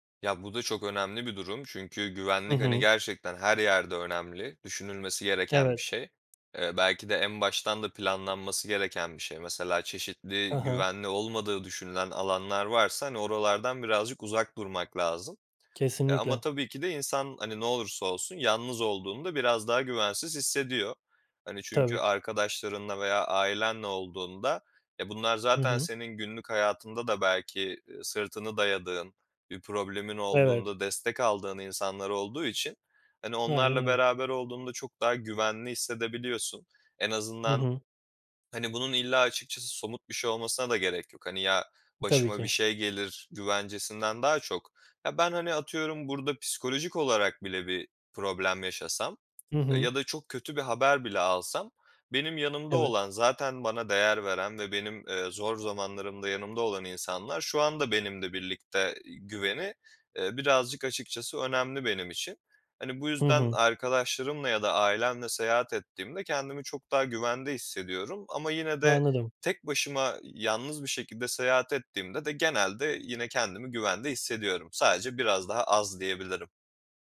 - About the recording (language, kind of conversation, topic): Turkish, podcast, Yalnız seyahat etmenin en iyi ve kötü tarafı nedir?
- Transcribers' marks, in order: tapping; other background noise